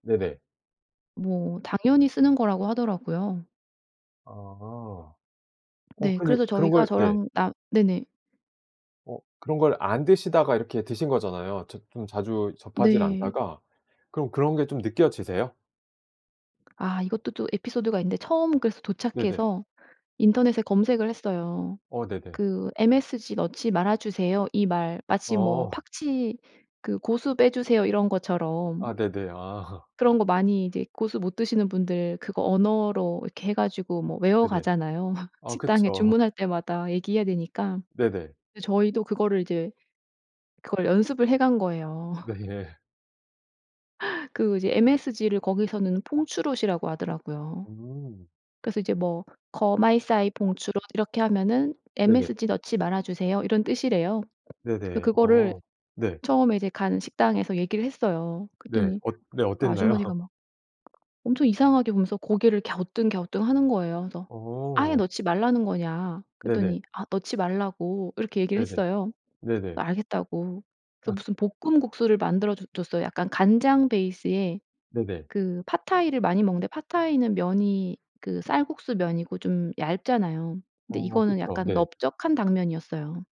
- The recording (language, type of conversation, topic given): Korean, podcast, 음식 때문에 생긴 웃긴 에피소드가 있나요?
- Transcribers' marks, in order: tapping; other background noise; laugh; laugh; laugh; laughing while speaking: "네"; laugh; in Thai: "퐁추롯"; in Thai: "거마이사이 퐁추롯"; laugh; in English: "베이스에"